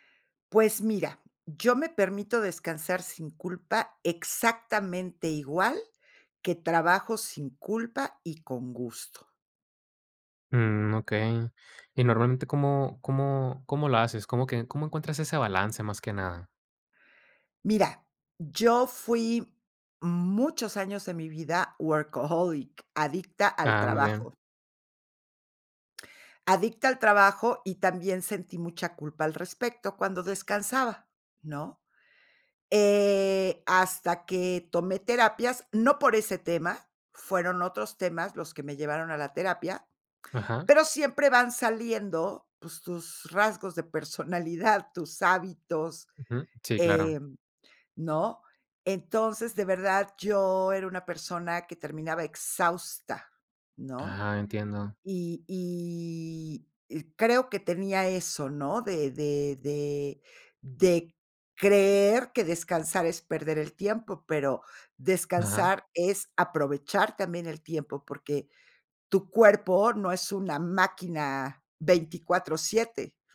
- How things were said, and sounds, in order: laughing while speaking: "de personalidad"; drawn out: "y"
- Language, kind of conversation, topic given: Spanish, podcast, ¿Cómo te permites descansar sin culpa?